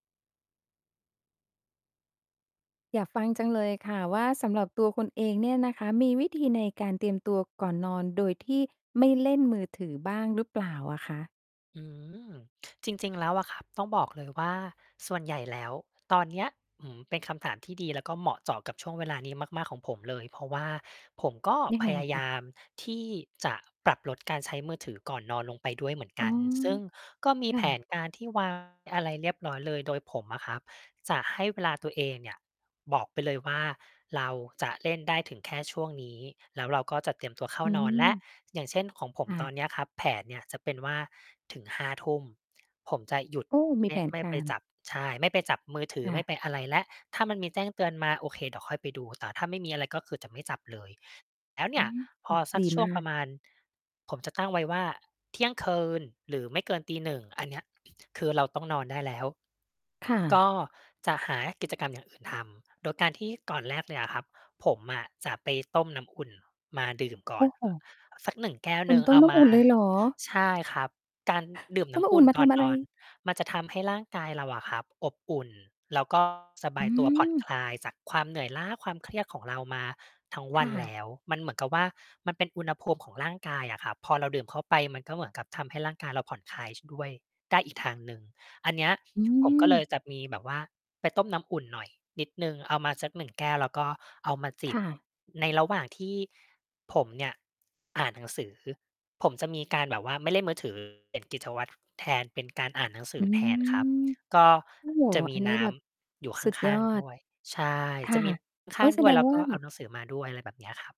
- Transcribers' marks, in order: distorted speech
- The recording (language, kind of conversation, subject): Thai, podcast, คุณมีวิธีเตรียมตัวก่อนนอนโดยไม่เล่นมือถือไหม?